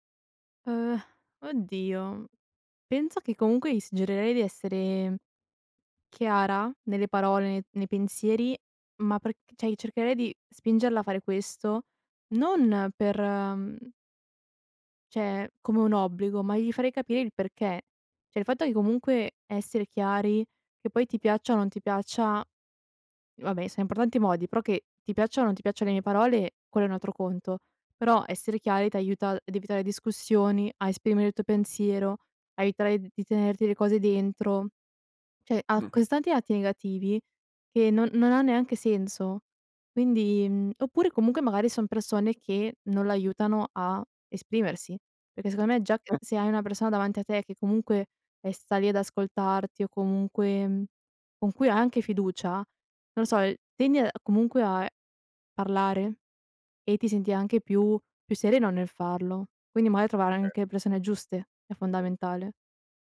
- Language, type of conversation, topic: Italian, podcast, Perché la chiarezza nelle parole conta per la fiducia?
- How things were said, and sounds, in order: "cioè" said as "ceh"; "cioè" said as "ceh"; "cioè" said as "ceh"; tapping; "magari" said as "maari"